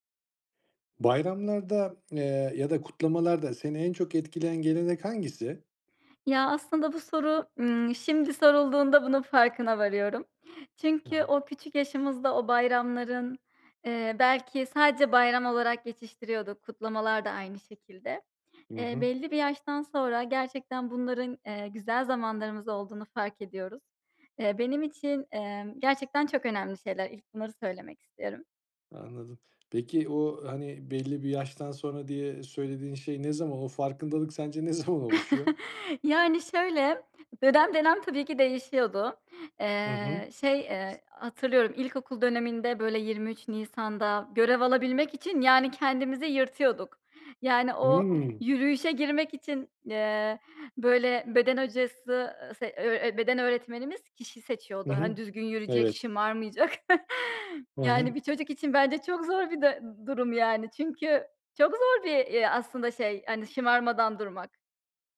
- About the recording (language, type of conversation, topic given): Turkish, podcast, Bayramlarda ya da kutlamalarda seni en çok etkileyen gelenek hangisi?
- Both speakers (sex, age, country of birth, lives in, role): female, 30-34, Turkey, United States, guest; male, 35-39, Turkey, Austria, host
- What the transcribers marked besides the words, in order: tapping; laughing while speaking: "sorulduğunda bunun farkına varıyorum"; other background noise; laughing while speaking: "ne zaman oluşuyor?"; chuckle; chuckle; laughing while speaking: "Yani, bir çocuk için bence … hani, şımarmadan durmak"